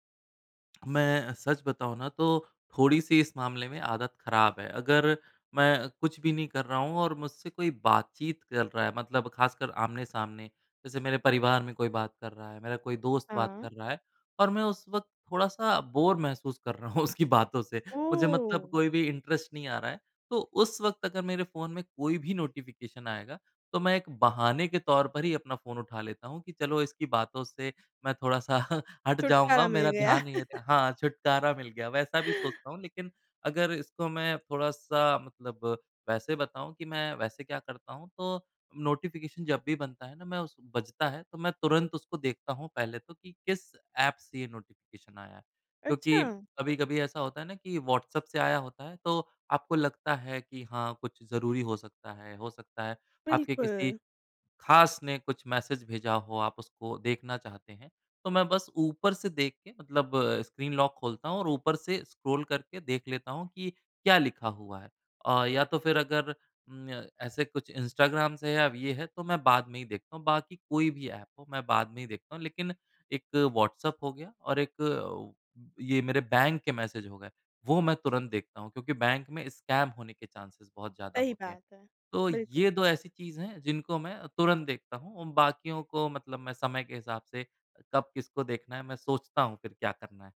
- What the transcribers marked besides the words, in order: in English: "बोर"; laughing while speaking: "उसकी बातों से"; surprised: "ओह!"; in English: "इंटरेस्ट"; in English: "नोटिफिकेशन"; laughing while speaking: "सा"; chuckle; in English: "नोटिफिकेशन"; in English: "नोटिफिकेशन"; in English: "मैसेज"; in English: "स्क्रीन लॉक"; in English: "स्क्रॉल"; in English: "मैसेज"; in English: "स्कैम"; in English: "चाँसेज़"
- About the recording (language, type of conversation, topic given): Hindi, podcast, नोटिफ़िकेशन से निपटने का आपका तरीका क्या है?